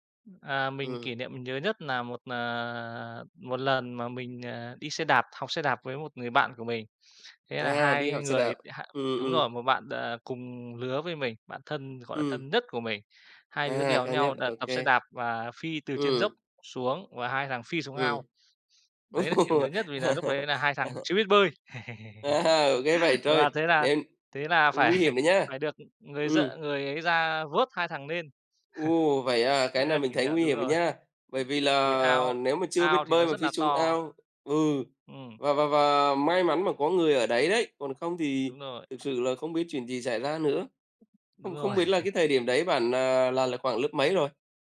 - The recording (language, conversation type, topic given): Vietnamese, unstructured, Bạn có còn nhớ kỷ niệm đáng nhớ nhất thời thơ ấu của mình không?
- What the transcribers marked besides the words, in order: laughing while speaking: "Ô!"; laugh; laughing while speaking: "À"; laugh; laughing while speaking: "phải"; chuckle; other background noise; laughing while speaking: "rồi"; laugh